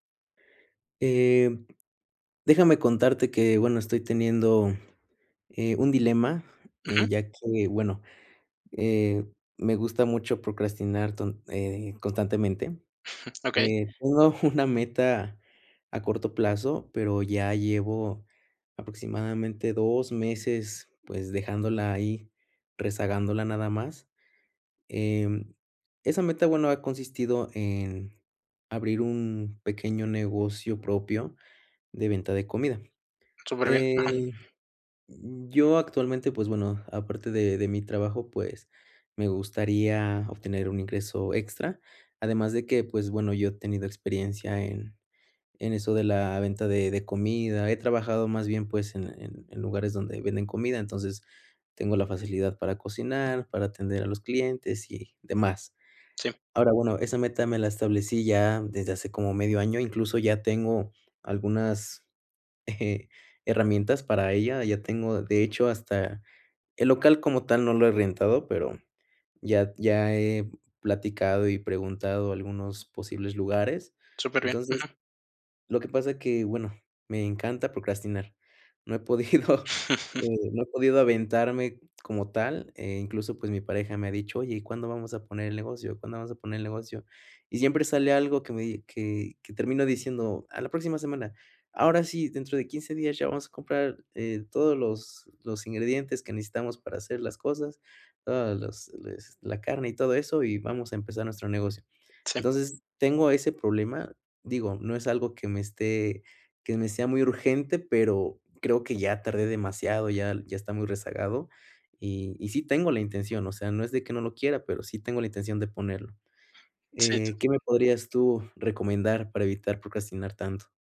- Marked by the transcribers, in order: chuckle; other background noise; chuckle; laughing while speaking: "podido"; laugh; unintelligible speech
- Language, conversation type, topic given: Spanish, advice, ¿Cómo puedo dejar de procrastinar constantemente en una meta importante?
- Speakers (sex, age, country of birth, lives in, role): male, 30-34, Mexico, Mexico, advisor; male, 35-39, Mexico, Mexico, user